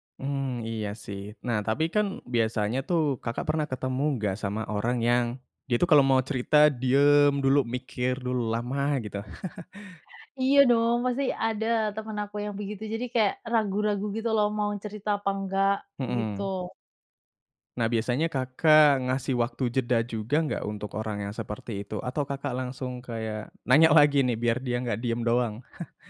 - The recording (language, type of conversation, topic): Indonesian, podcast, Bagaimana cara mengajukan pertanyaan agar orang merasa nyaman untuk bercerita?
- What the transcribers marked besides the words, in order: chuckle; chuckle